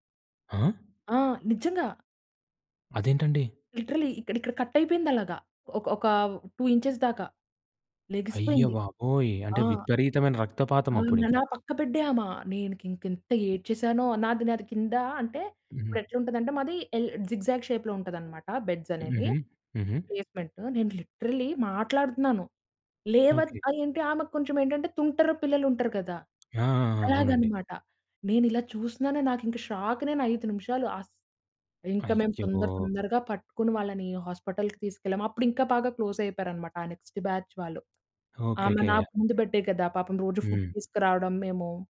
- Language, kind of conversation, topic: Telugu, podcast, భాషా అడ్డంకులు ఉన్నా వ్యక్తులతో మీరు ఎలా స్నేహితులయ్యారు?
- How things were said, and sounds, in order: in English: "లిటరల్లీ"; in English: "కట్"; in English: "టూ"; in English: "ఎల్ జిగ్‌జాగ్ షేప్‌లో"; in English: "బెడ్స్"; in English: "ప్లేస్‌మెంట్"; in English: "లిటరల్లీ"; tapping; in English: "షాక్"; in English: "హాస్పటల్‌కి"; in English: "క్లోస్"; in English: "నెక్స్ట్ బ్యాచ్"; in English: "ఫుడ్"